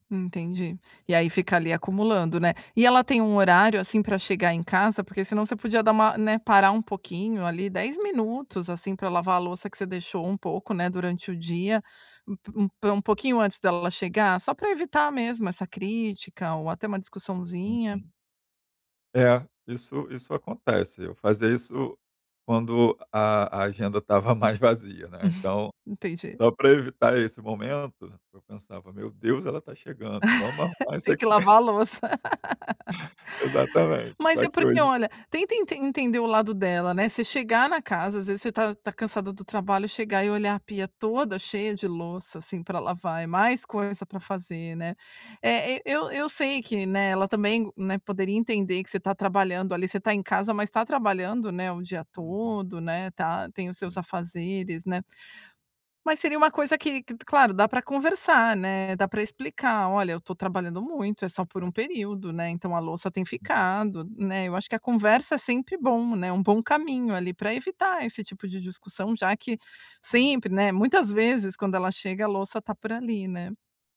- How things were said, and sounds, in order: snort; laugh; snort
- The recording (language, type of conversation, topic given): Portuguese, advice, Como lidar com um(a) parceiro(a) que critica constantemente minhas atitudes?
- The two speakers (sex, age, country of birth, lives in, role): female, 40-44, Brazil, United States, advisor; male, 35-39, Brazil, Germany, user